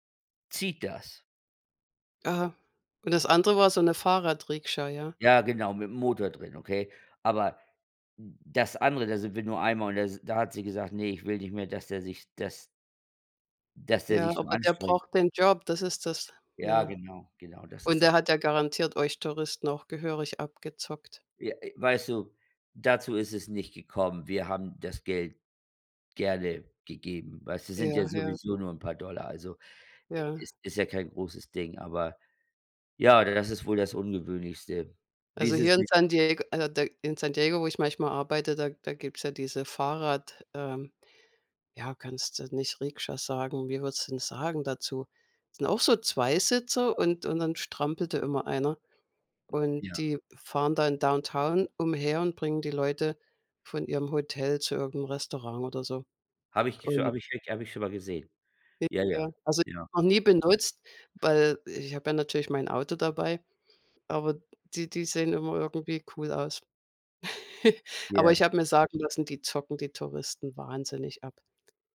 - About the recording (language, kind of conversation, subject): German, unstructured, Was war das ungewöhnlichste Transportmittel, das du je benutzt hast?
- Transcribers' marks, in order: unintelligible speech; unintelligible speech; chuckle